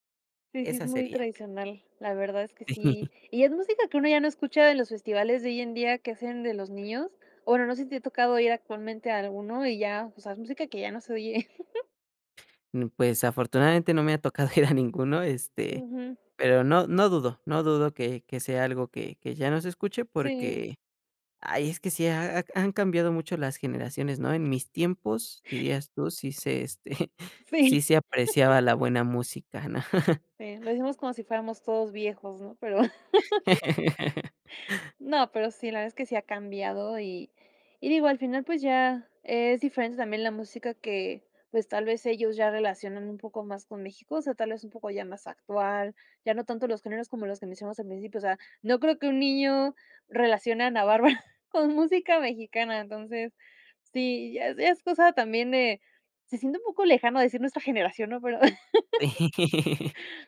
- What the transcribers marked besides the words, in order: other background noise; chuckle; chuckle; laughing while speaking: "ir"; laughing while speaking: "este"; chuckle; laugh; chuckle; laughing while speaking: "Bárbara con música mexicana"; laugh; tapping; laugh
- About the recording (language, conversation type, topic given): Spanish, podcast, ¿Qué canción en tu idioma te conecta con tus raíces?